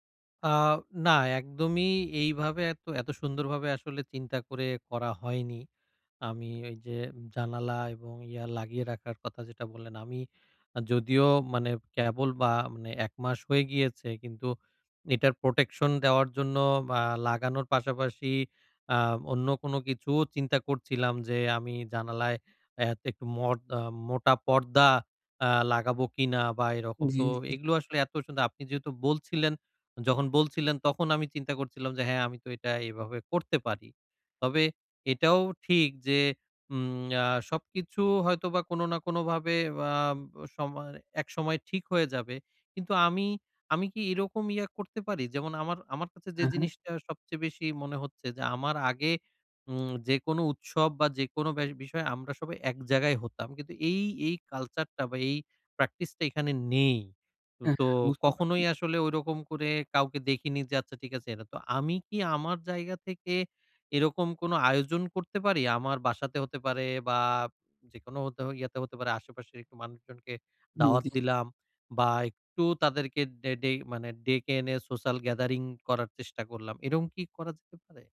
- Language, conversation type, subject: Bengali, advice, পরিবর্তনের সঙ্গে দ্রুত মানিয়ে নিতে আমি কীভাবে মানসিকভাবে স্থির থাকতে পারি?
- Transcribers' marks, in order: horn; other background noise